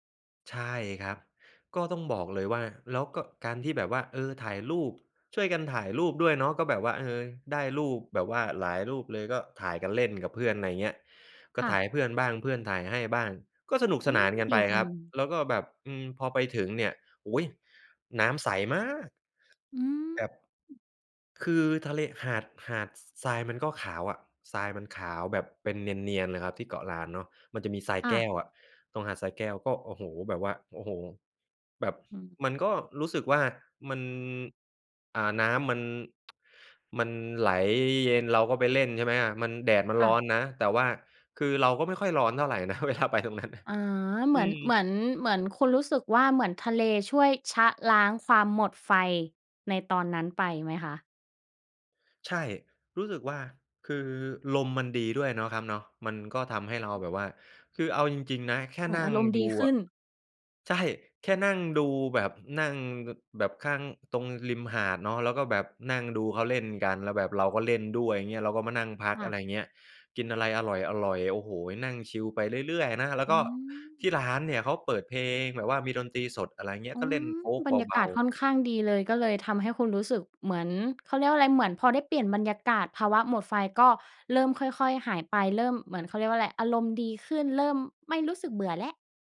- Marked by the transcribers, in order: stressed: "มาก"; tsk; laughing while speaking: "เวลาไปตรงนั้น"; other background noise
- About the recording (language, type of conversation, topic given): Thai, podcast, เวลารู้สึกหมดไฟ คุณมีวิธีดูแลตัวเองอย่างไรบ้าง?